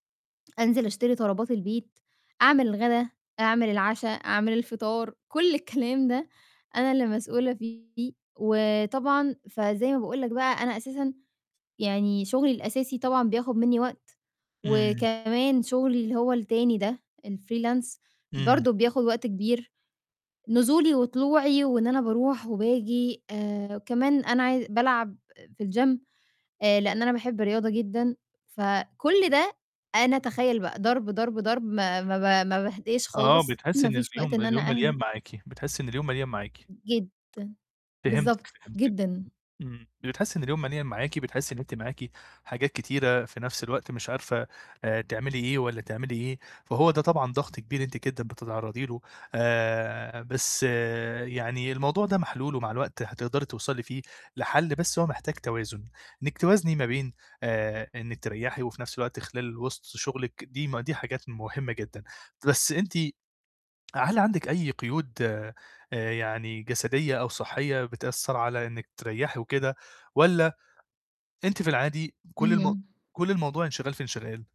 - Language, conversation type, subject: Arabic, advice, إزاي ألاقي طرق أرتاح بيها وسط زحمة اليوم؟
- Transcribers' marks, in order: distorted speech; in English: "الfreelance"; in English: "الgym"; throat clearing; tapping; other background noise